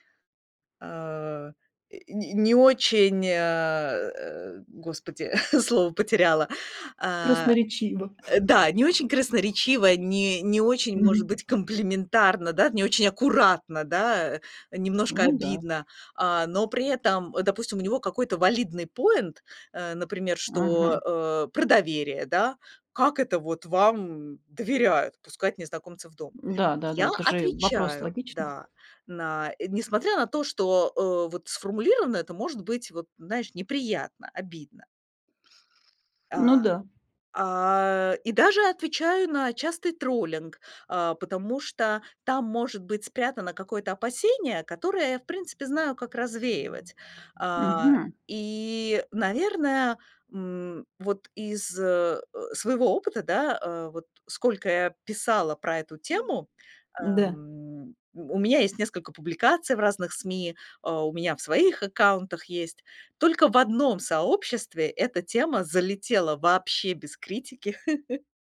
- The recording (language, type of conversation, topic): Russian, podcast, Как вы реагируете на критику в социальных сетях?
- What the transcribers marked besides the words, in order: chuckle; tapping; chuckle; other background noise; chuckle